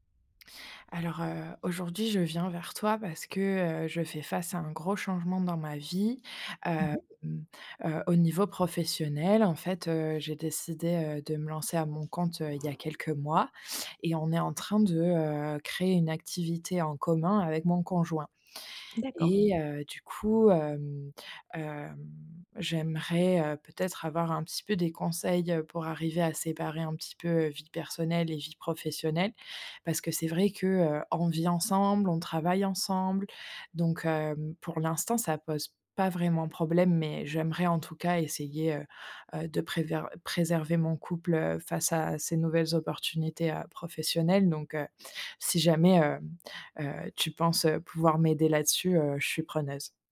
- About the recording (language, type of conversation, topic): French, advice, Comment puis-je mieux séparer mon travail de ma vie personnelle pour me sentir moins stressé ?
- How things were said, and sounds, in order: none